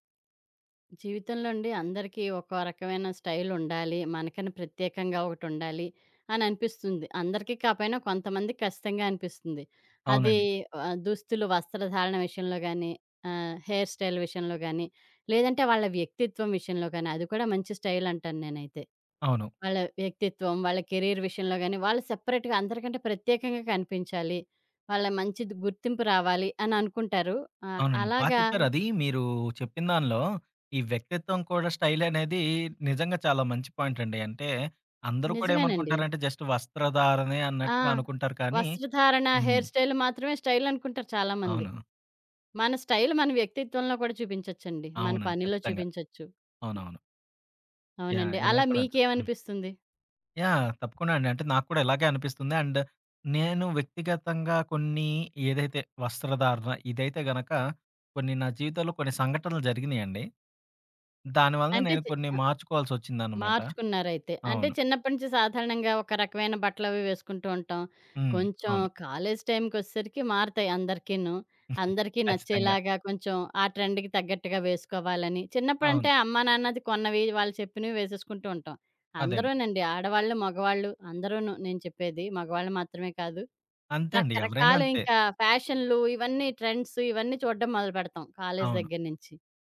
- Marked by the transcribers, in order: in English: "హెయిర్ స్టైల్"; in English: "స్టైల్"; in English: "కెరీర్"; in English: "సెపరేట్‌గా"; in English: "పాయింట్"; in English: "జస్ట్"; in English: "హెయిర్ స్టైల్"; in English: "స్టైల్"; in English: "అండ్"; tapping; giggle; in English: "ట్రెండ్‌కి"; in English: "ట్రెండ్స్"
- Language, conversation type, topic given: Telugu, podcast, జీవితంలో వచ్చిన పెద్ద మార్పు నీ జీవనశైలి మీద ఎలా ప్రభావం చూపింది?